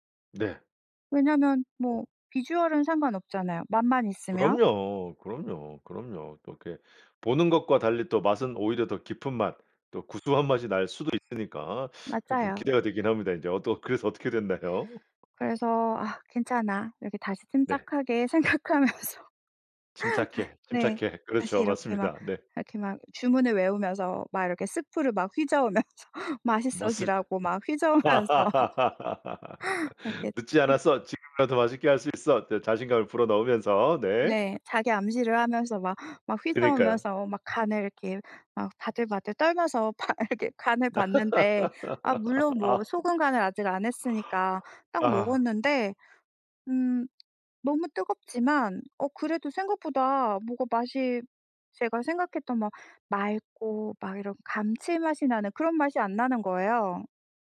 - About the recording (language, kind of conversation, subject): Korean, podcast, 실패한 요리 경험을 하나 들려주실 수 있나요?
- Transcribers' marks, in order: other background noise; teeth sucking; laughing while speaking: "됐나요?"; tapping; laughing while speaking: "생각하면서"; laugh; laughing while speaking: "휘저으면서"; laugh; laughing while speaking: "휘저으면서"; laugh; laugh; laugh; laughing while speaking: "봐야겠"